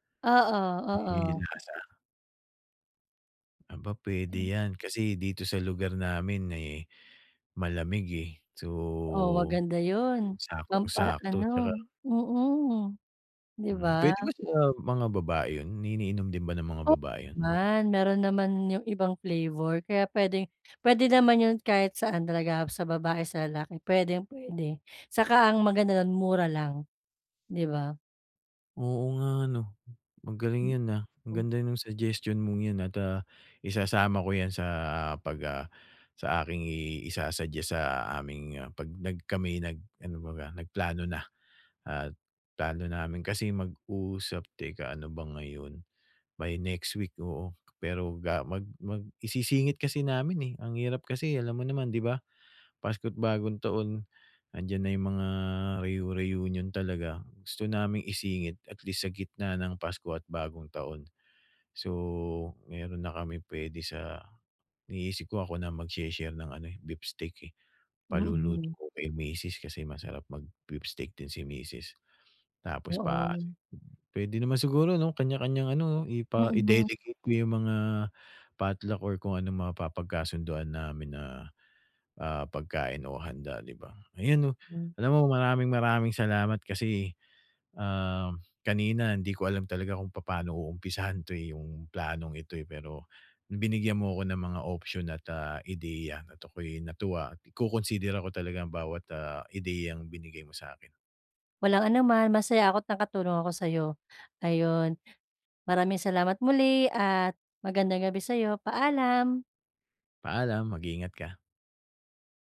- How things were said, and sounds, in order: other background noise; tapping
- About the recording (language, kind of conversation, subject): Filipino, advice, Paano tayo makakapagkasaya nang hindi gumagastos nang malaki kahit limitado ang badyet?